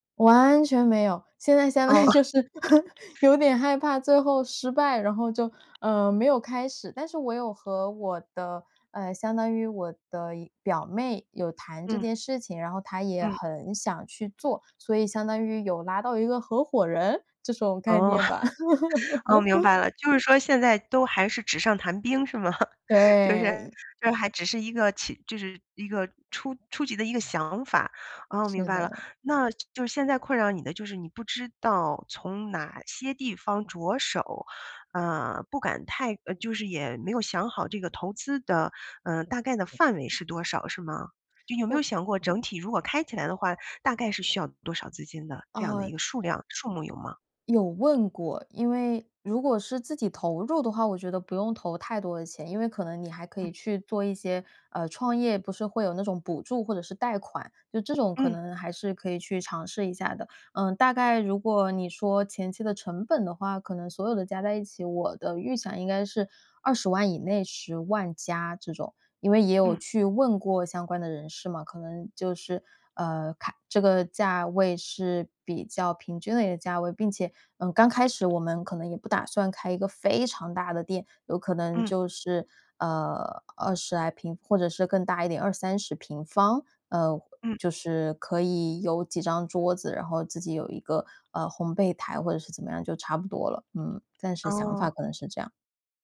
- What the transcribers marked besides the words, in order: laughing while speaking: "相当于就是"; chuckle; other background noise; laugh; laugh; laugh
- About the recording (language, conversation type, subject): Chinese, advice, 我因为害怕经济失败而不敢创业或投资，该怎么办？